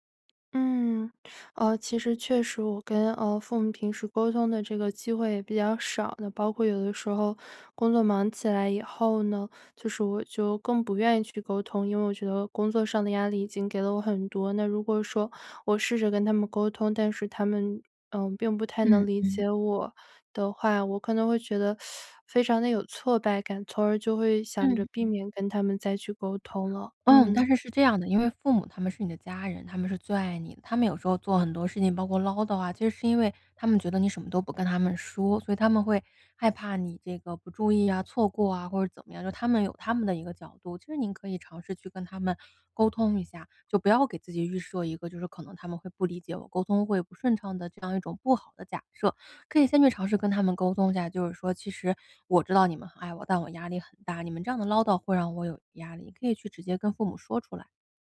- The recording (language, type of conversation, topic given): Chinese, advice, 在家如何放松又不感到焦虑？
- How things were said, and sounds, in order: teeth sucking; teeth sucking; other background noise